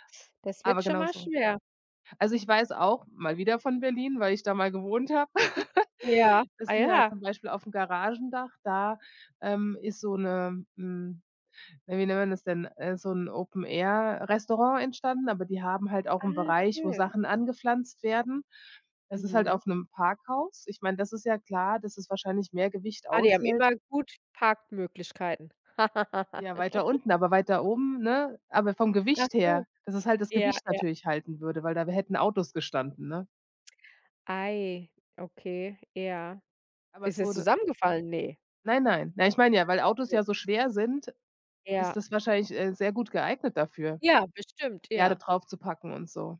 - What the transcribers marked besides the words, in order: giggle; giggle
- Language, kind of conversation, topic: German, podcast, Was kann jede Stadt konkret für Natur- und Klimaschutz tun?